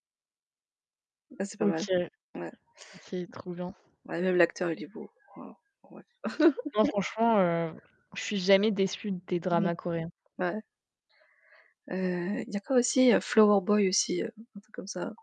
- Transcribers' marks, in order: static; distorted speech; tapping; laugh; alarm
- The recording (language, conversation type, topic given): French, unstructured, Quelle série télé t’a vraiment marqué cette année ?